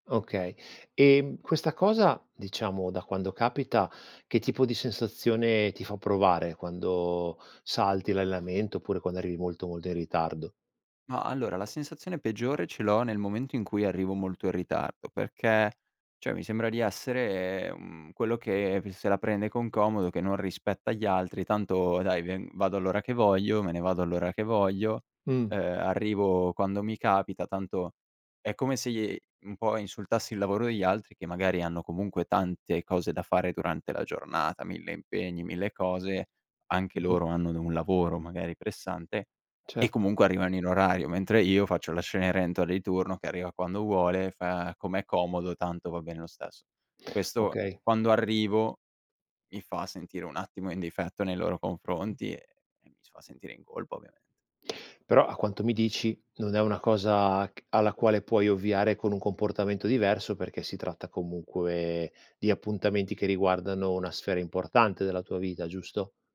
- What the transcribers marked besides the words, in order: "cioè" said as "ceh"; tapping
- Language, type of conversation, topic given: Italian, advice, Come posso gestire il senso di colpa quando salto gli allenamenti per il lavoro o la famiglia?
- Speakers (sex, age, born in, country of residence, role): male, 18-19, Italy, Italy, user; male, 45-49, Italy, Italy, advisor